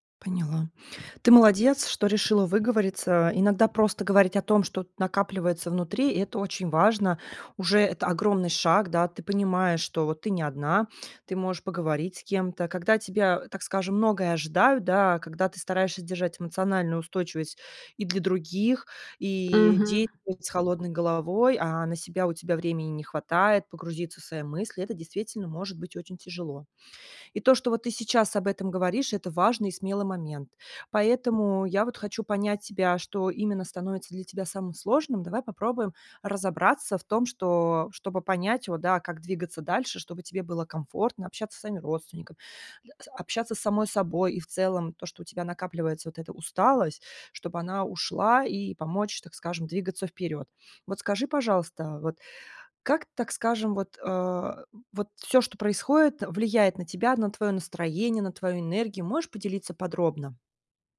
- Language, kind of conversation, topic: Russian, advice, Как вы переживаете ожидание, что должны сохранять эмоциональную устойчивость ради других?
- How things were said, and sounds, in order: unintelligible speech; other background noise